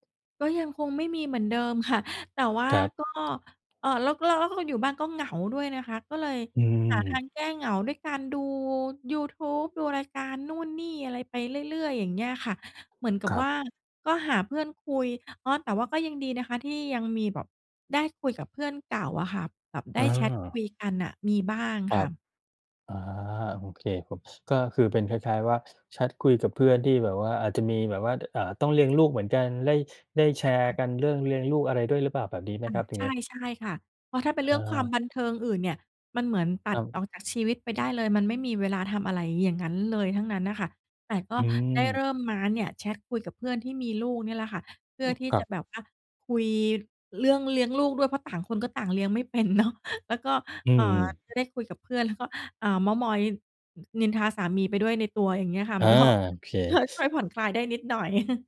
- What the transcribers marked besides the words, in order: unintelligible speech; laughing while speaking: "เป็นเนาะ"; laughing while speaking: "ก็"; chuckle
- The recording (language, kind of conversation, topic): Thai, advice, คุณรู้สึกเหมือนสูญเสียความเป็นตัวเองหลังมีลูกหรือแต่งงานไหม?